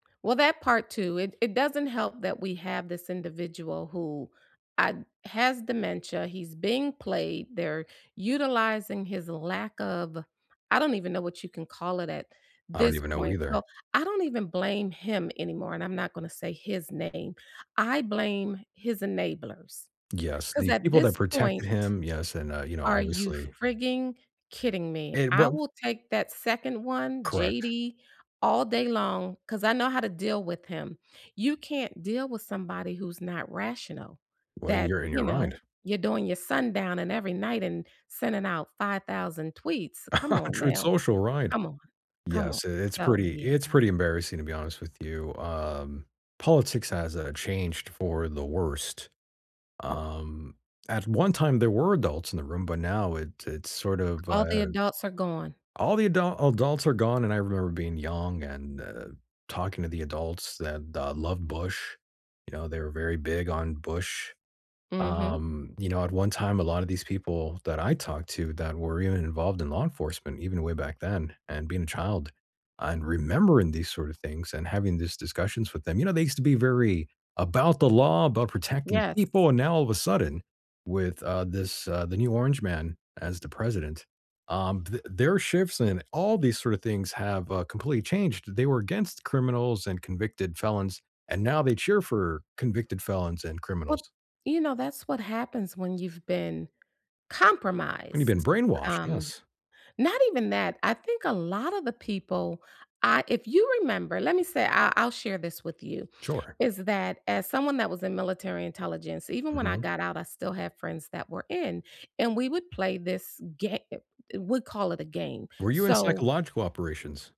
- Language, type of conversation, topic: English, unstructured, How does fake news affect people's trust?
- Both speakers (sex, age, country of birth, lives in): female, 60-64, United States, United States; male, 40-44, United States, United States
- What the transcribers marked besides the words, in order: tapping; chuckle; other background noise